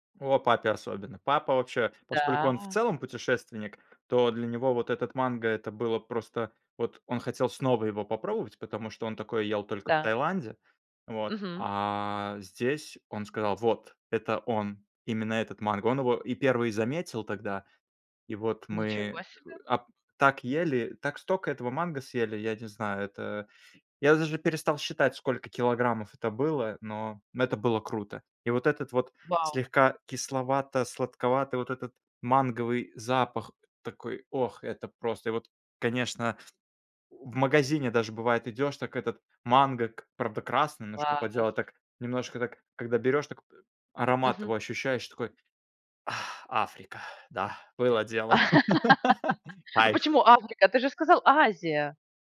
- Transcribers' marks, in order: tapping; laugh
- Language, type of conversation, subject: Russian, podcast, Какой запах мгновенно поднимает тебе настроение?
- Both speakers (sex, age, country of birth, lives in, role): female, 35-39, Ukraine, United States, host; male, 30-34, Belarus, Poland, guest